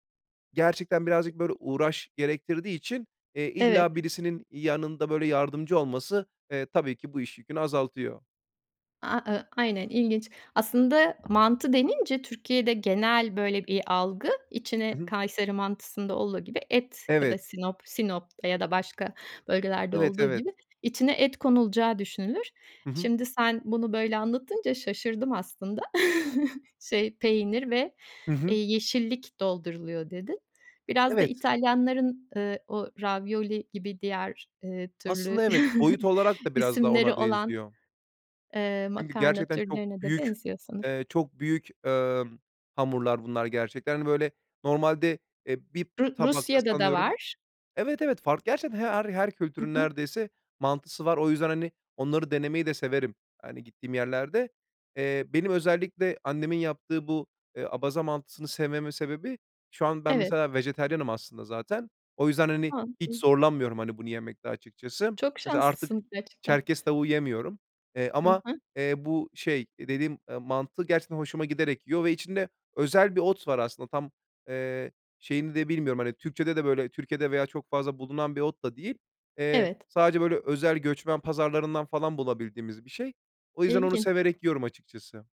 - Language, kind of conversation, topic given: Turkish, podcast, Ailenizin yemek kültürüne dair bir anınızı paylaşır mısınız?
- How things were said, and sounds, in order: tapping; other background noise; chuckle; chuckle; unintelligible speech